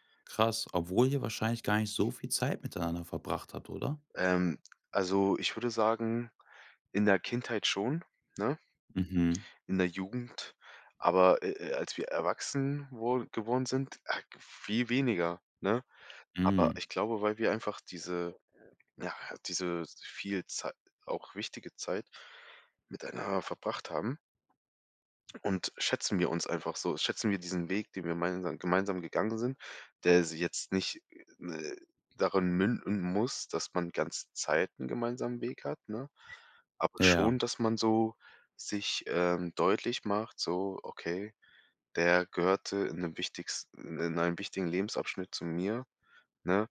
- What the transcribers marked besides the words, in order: none
- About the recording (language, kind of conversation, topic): German, podcast, Welche Freundschaft ist mit den Jahren stärker geworden?